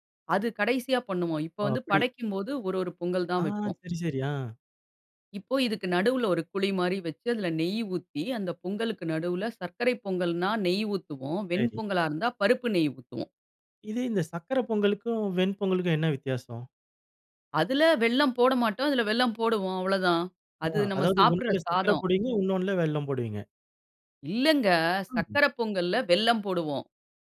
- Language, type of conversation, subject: Tamil, podcast, பண்டிகைக்காலத்தில் வீட்டில் மட்டும் செய்வது போல ஒரு குடும்ப உணவின் சுவை அனுபவத்தைப் பகிர முடியுமா?
- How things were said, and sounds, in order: none